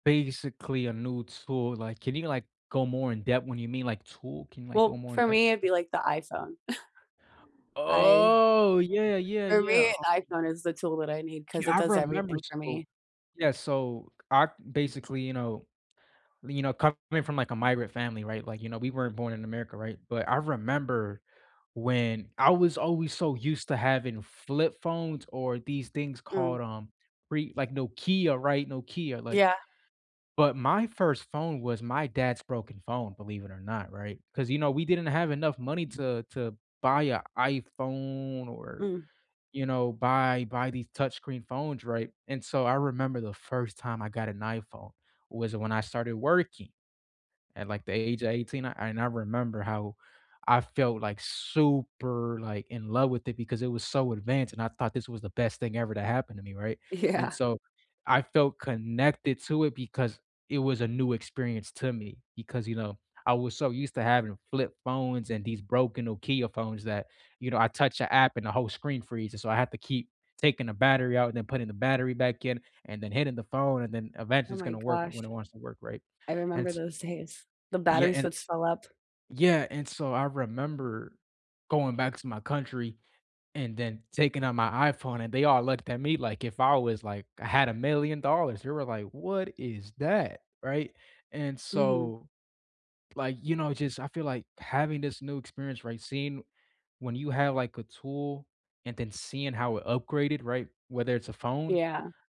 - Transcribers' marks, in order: chuckle; other background noise; drawn out: "Oh!"; laughing while speaking: "Yeah"; laughing while speaking: "days"
- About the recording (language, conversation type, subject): English, unstructured, How has the way you keep in touch with family and friends changed, and what feels most meaningful now?
- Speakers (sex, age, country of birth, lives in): female, 35-39, United States, United States; male, 20-24, United States, United States